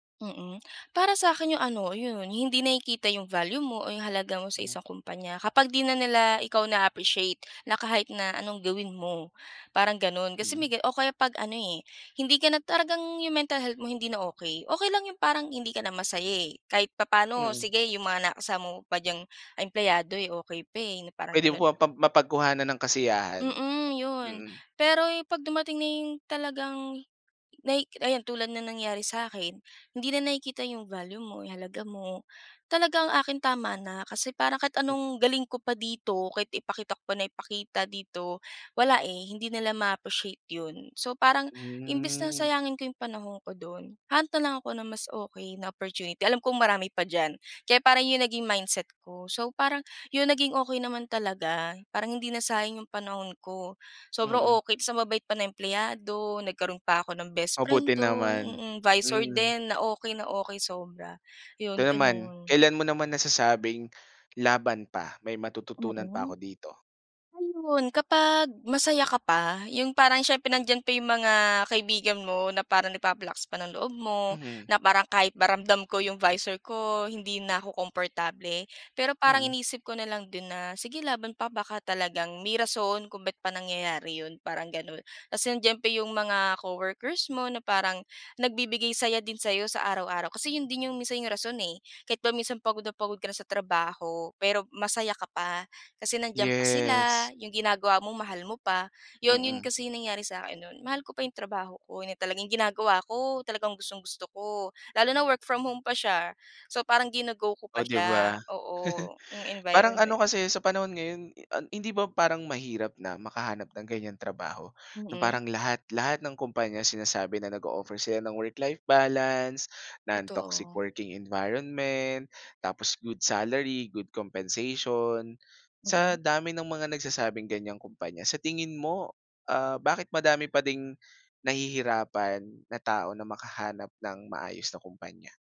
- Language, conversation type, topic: Filipino, podcast, Paano mo pinapasiya kung aalis ka na ba sa trabaho o magpapatuloy ka pa?
- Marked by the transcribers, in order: laugh; in English: "work-life balance, non-toxic working environment"; in English: "good salary, good compensation"